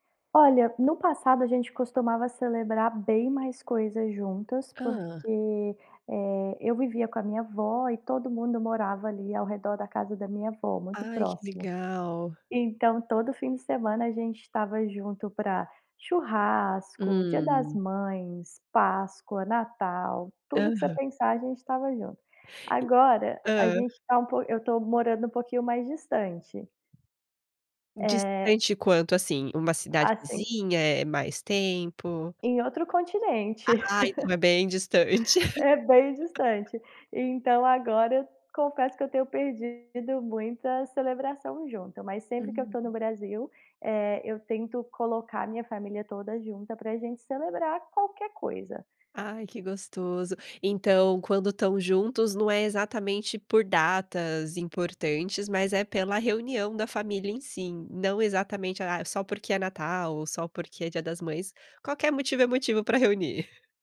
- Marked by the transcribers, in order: tapping; laugh; laugh; chuckle
- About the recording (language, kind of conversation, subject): Portuguese, podcast, Como vocês celebram juntos as datas mais importantes?